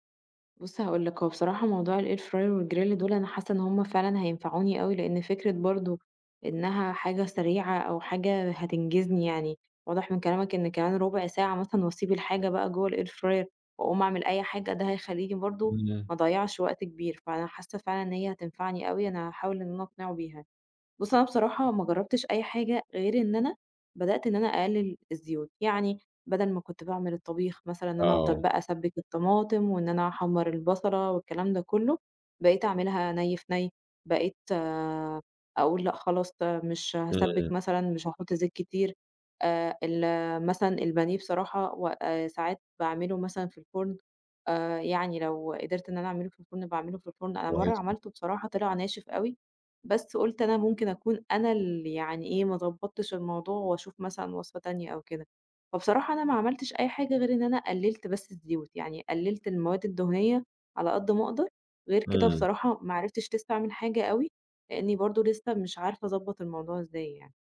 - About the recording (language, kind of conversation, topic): Arabic, advice, إزاي أقدر أخطط لوجبات صحية مع ضيق الوقت والشغل؟
- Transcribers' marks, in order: in English: "الair fryer والgrill"; in English: "الair fryer"; tapping; other background noise